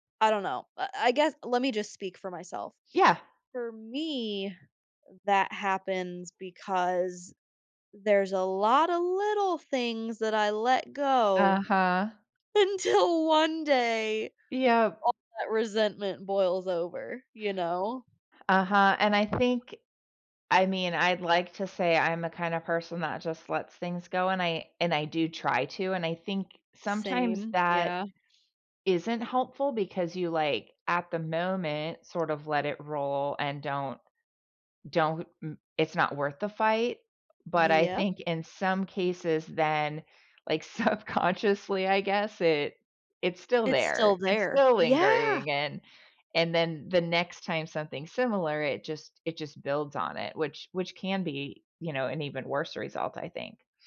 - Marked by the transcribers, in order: laughing while speaking: "Until"; tapping; laughing while speaking: "subconsciously"
- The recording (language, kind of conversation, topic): English, unstructured, How do you manage your emotions when disagreements get heated?